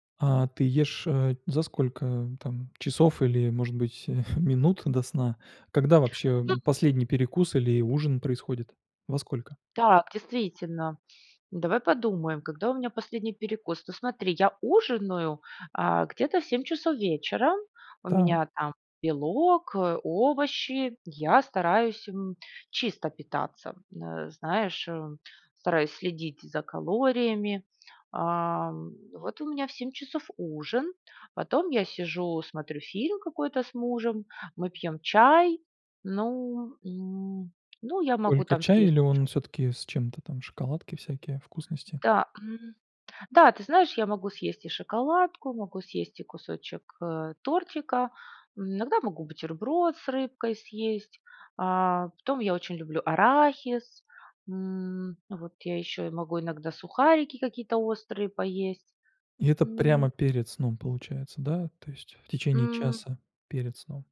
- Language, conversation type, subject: Russian, advice, Как вечерние перекусы мешают сну и самочувствию?
- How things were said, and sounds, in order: chuckle; other background noise; tapping